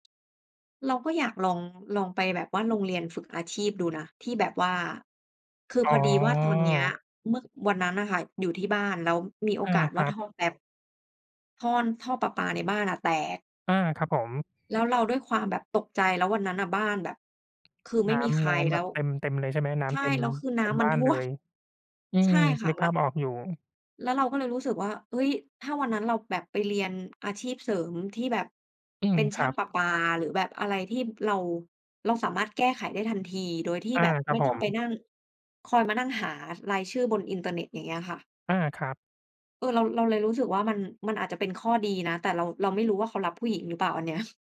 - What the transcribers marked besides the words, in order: drawn out: "อ๋อ"; chuckle
- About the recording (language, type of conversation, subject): Thai, unstructured, คุณชอบงานแบบไหนมากที่สุดในชีวิตประจำวัน?